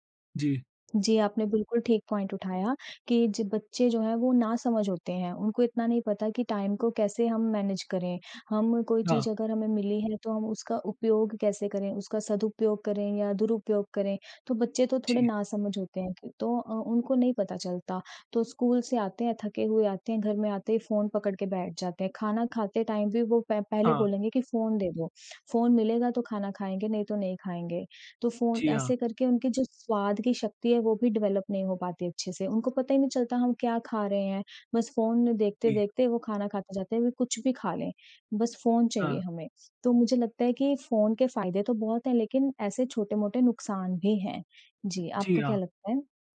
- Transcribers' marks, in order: in English: "पॉइंट"; in English: "टाइम"; in English: "मैनेज"; other background noise; in English: "टाइम"; in English: "डेवलप"
- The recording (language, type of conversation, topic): Hindi, unstructured, आपके लिए तकनीक ने दिनचर्या कैसे बदली है?
- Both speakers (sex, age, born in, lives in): female, 25-29, India, India; female, 35-39, India, India